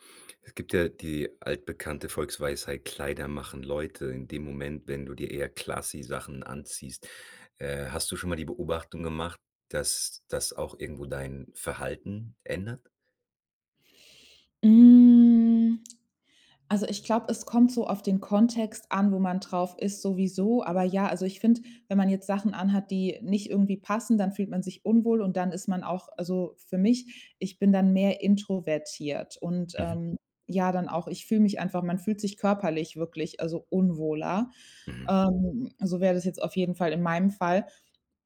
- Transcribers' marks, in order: in English: "classy"; drawn out: "Hm"; other background noise; tapping
- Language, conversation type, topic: German, podcast, Gibt es ein Kleidungsstück, das dich sofort selbstsicher macht?